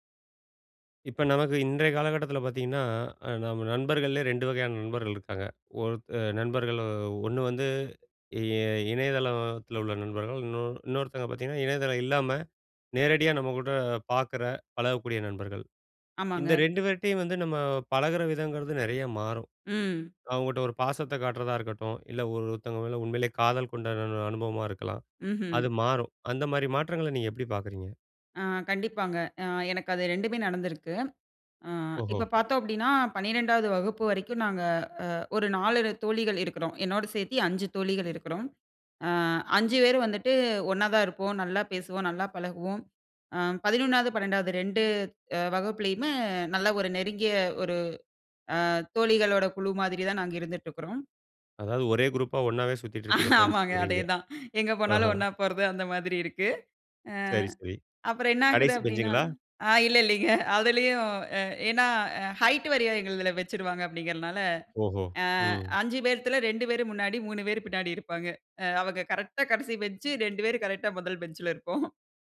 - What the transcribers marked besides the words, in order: other background noise; "இணையதளத்துல" said as "இணையதள"; "பேரும்" said as "வேரு"; laughing while speaking: "ஆமாங்க, அதேதான். எங்க போனாலும் ஒண்ணா போறது அந்த மாதிரி இருக்கு"; "என்னாகுது" said as "என்னாக்குது"; laughing while speaking: "இல்லைங்க அதுலயும்"; laughing while speaking: "அ அவுங்க கரெக்ட்‌டா கடைசி பெஞ்ச், ரெண்டு பேரு கரெக்ட்‌டா மொதல் பெஞ்சுல இருப்போம்"
- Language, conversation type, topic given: Tamil, podcast, நேசத்தை நேரில் காட்டுவது, இணையத்தில் காட்டுவதிலிருந்து எப்படி வேறுபடுகிறது?